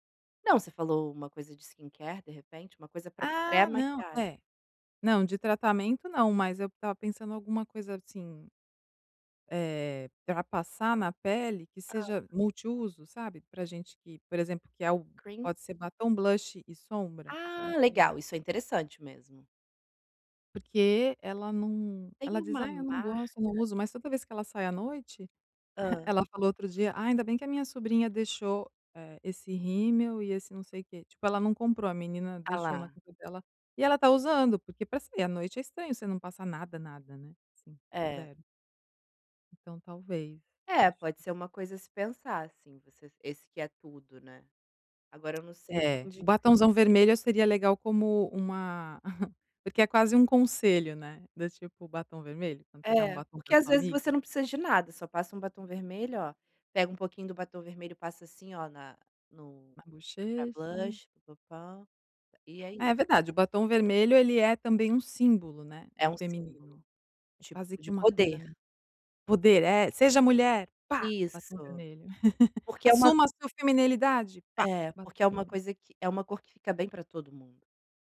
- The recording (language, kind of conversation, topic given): Portuguese, advice, Como encontrar presentes significativos com um orçamento limitado e ainda surpreender a pessoa?
- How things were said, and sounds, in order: in English: "skincare"; in English: "Cream?"; chuckle; tapping; chuckle; other noise; chuckle